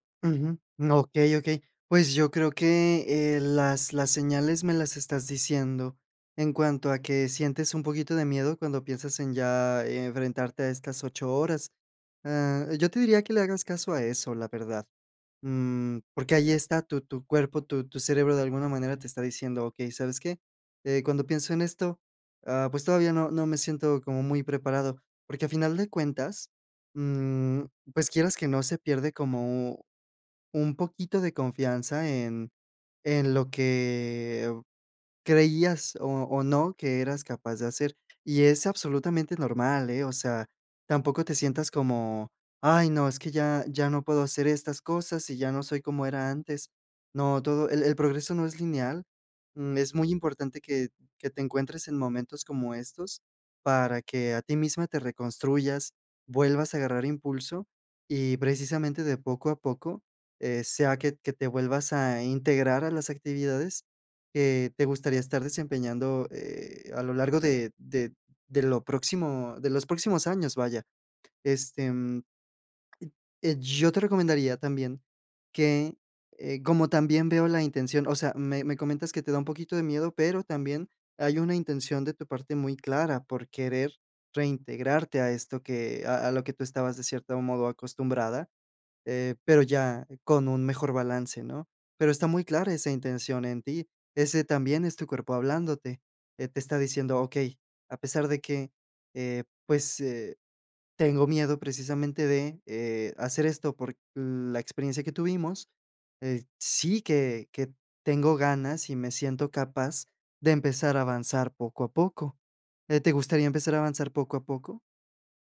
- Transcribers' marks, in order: drawn out: "que"; other noise
- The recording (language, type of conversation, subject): Spanish, advice, ¿Cómo puedo volver al trabajo sin volver a agotarme y cuidar mi bienestar?